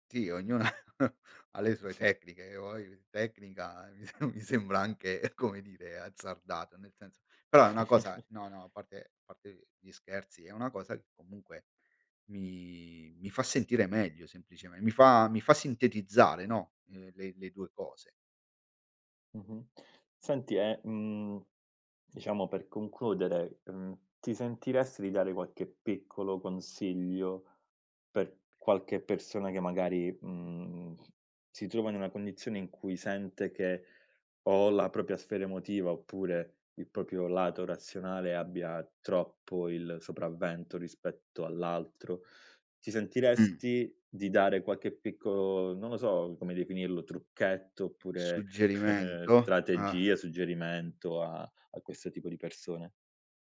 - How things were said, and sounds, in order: chuckle; snort; laughing while speaking: "mi sem mi sembra anche"; chuckle; "propria" said as "propia"; "proprio" said as "propio"; inhale; chuckle
- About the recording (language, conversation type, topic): Italian, podcast, Come gestisci la voce critica dentro di te?